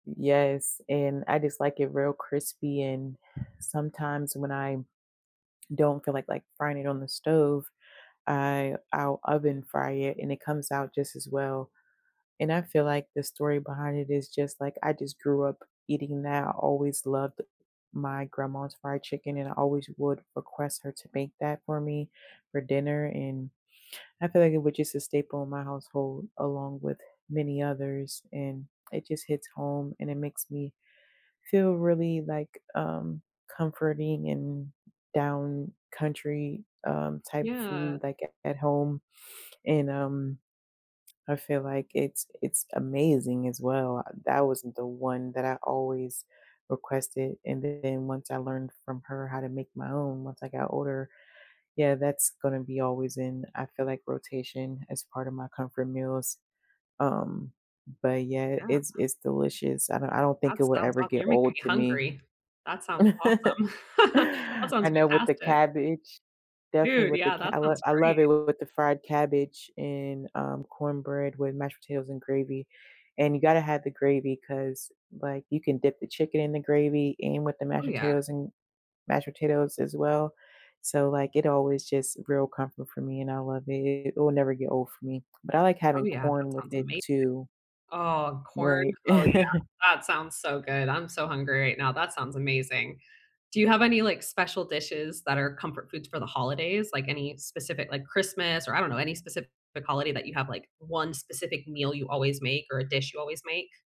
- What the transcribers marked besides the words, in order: other background noise; sniff; laugh; laugh
- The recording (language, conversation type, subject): English, unstructured, What is your go-to comfort food, and what is the story behind it?
- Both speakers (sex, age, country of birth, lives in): female, 30-34, United States, United States; female, 35-39, United States, United States